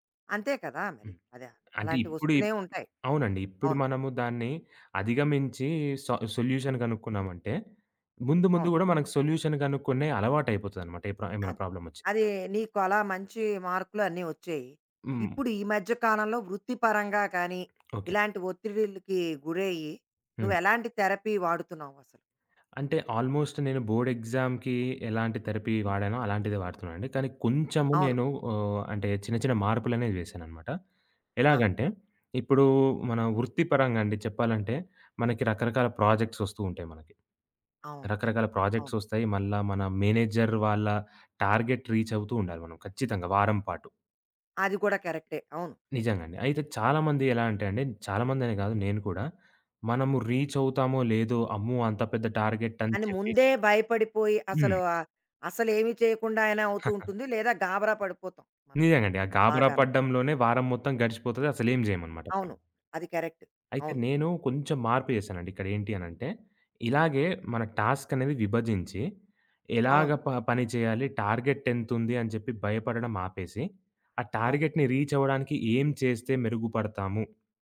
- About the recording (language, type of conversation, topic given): Telugu, podcast, థెరపీ గురించి మీ అభిప్రాయం ఏమిటి?
- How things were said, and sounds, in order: other background noise; in English: "సా సొల్యూషన్"; in English: "సొల్యూషన్"; in English: "థెరపీ"; in English: "ఆల్మోస్ట్"; in English: "బోర్డ్ ఎగ్సామ్‌కి"; in English: "థెరపీ"; in English: "ప్రొజెక్ట్స్"; in English: "ప్రొజెక్ట్స్"; in English: "కరెక్ట్"; in English: "మేనేజర్"; in English: "టార్గెట్"; chuckle; in English: "టార్గెట్‌ని"